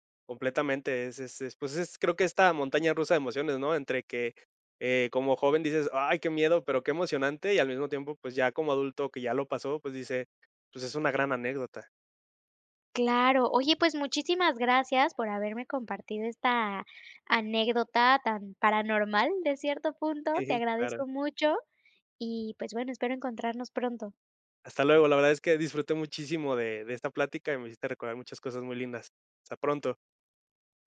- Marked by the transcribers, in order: none
- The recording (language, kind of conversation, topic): Spanish, podcast, ¿Cuál es una aventura al aire libre que nunca olvidaste?